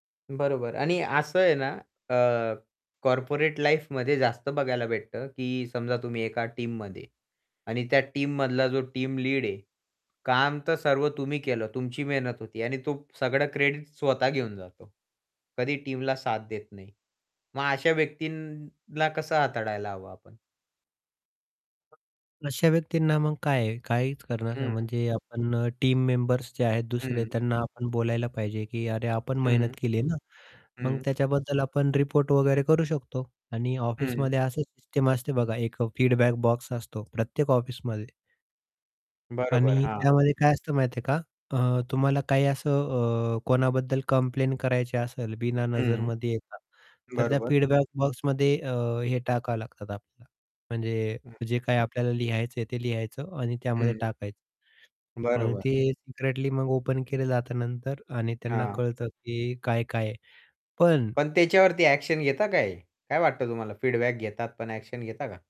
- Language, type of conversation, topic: Marathi, podcast, ऑफिसमधील राजकारण प्रभावीपणे कसे हाताळावे?
- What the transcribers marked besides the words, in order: static; in English: "कॉर्पोरेट लाईफमध्ये"; in English: "टीममध्ये"; in English: "टीममधला"; in English: "टीम"; in English: "टीमला"; tapping; in English: "टीम"; in English: "फीडबॅक"; other background noise; in English: "फीडबॅक"; in English: "ओपन"; in English: "ॲक्शन"; in English: "फीडबॅक"; in English: "ॲक्शन"